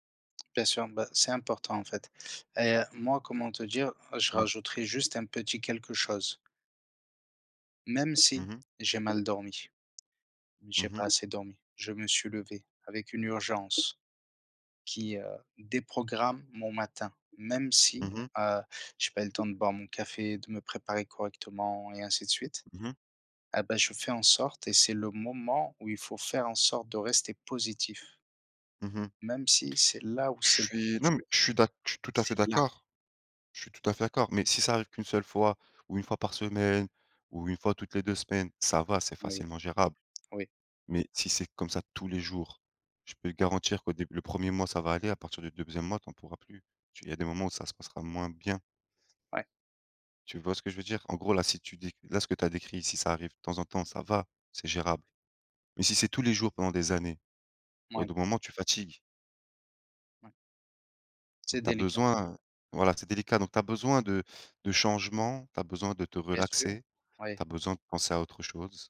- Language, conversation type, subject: French, unstructured, Comment prends-tu soin de ton bien-être mental au quotidien ?
- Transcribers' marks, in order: tapping